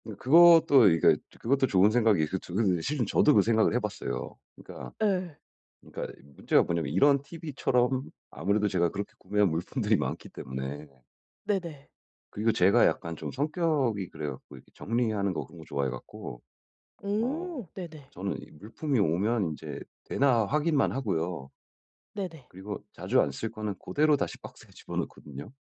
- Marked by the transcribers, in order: laughing while speaking: "물품들이 많기"; other background noise; tapping
- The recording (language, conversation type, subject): Korean, advice, 소비 유혹을 이겨내고 소비 습관을 개선해 빚을 줄이려면 어떻게 해야 하나요?